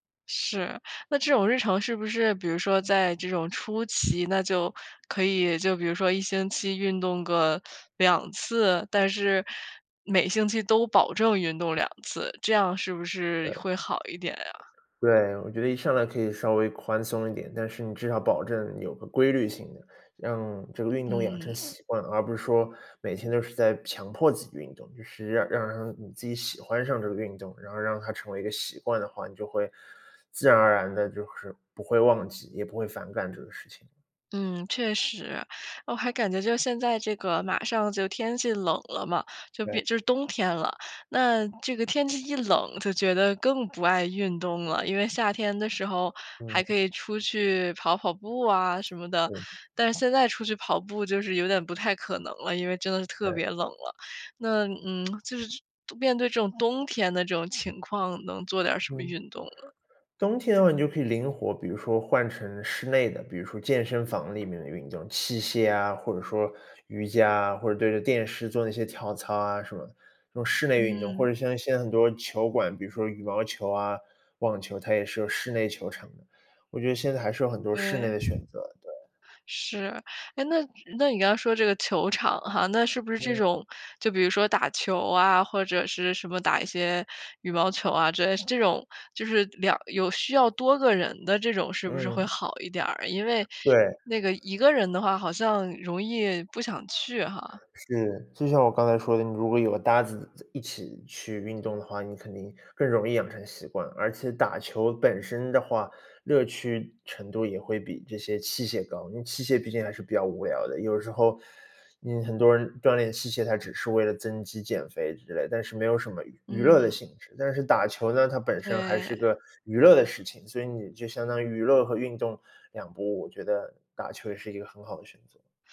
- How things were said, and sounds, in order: other background noise; tapping; tsk; other noise
- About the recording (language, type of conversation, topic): Chinese, advice, 如何才能养成规律运动的习惯，而不再三天打鱼两天晒网？